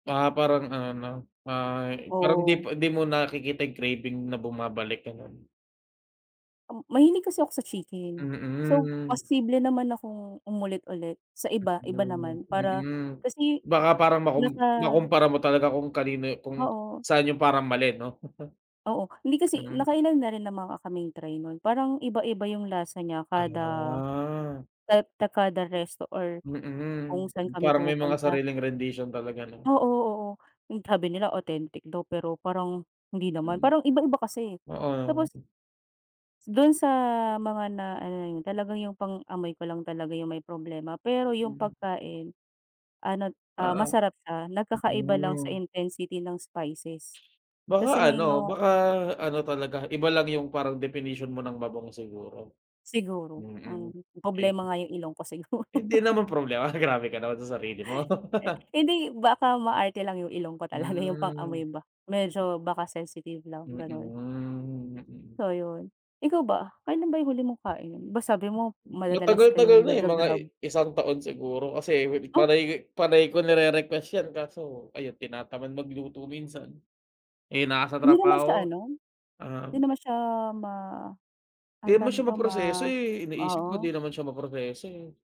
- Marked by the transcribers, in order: other background noise; chuckle; laugh; laugh
- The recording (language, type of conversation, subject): Filipino, unstructured, Ano ang pinaka-kakaibang pagkain na natikman mo?